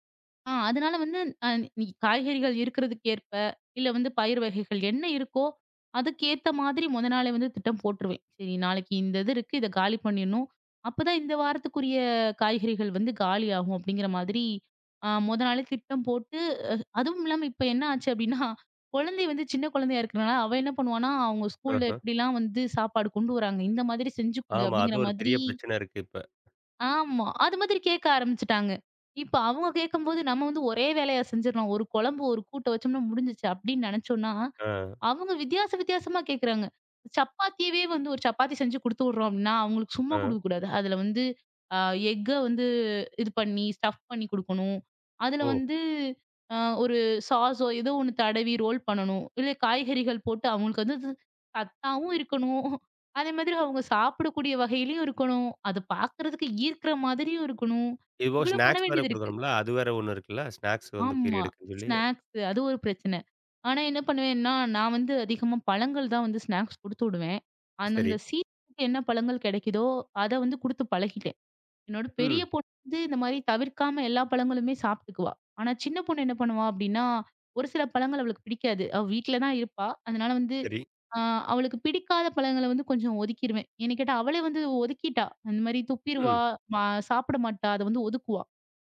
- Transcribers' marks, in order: chuckle; other background noise; in English: "ஸ்டஃப்"; in English: "ரோல்"; in English: "ஸ்நாக்ஸ்"; in English: "ஸ்நாக்ஸ்"; in English: "ஸ்நாக்ஸ்"; in English: "ஸ்நாக்ஸ்"
- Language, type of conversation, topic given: Tamil, podcast, உங்கள் வீட்டில் காலை வழக்கம் எப்படி இருக்கிறது?